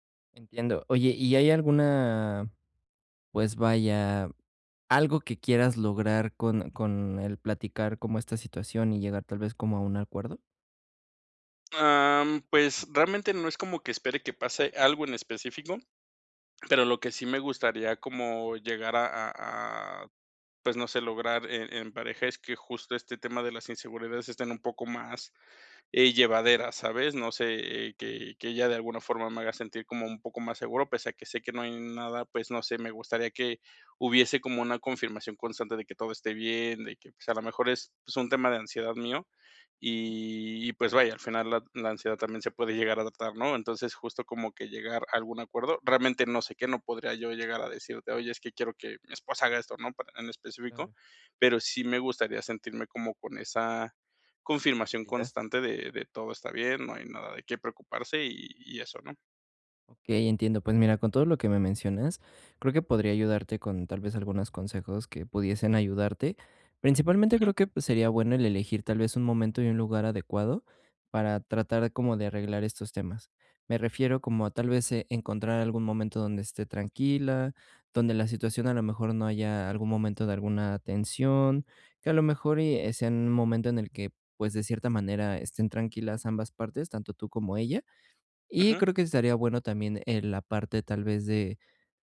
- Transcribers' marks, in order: other noise
- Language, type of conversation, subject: Spanish, advice, ¿Cómo puedo expresar mis inseguridades sin generar más conflicto?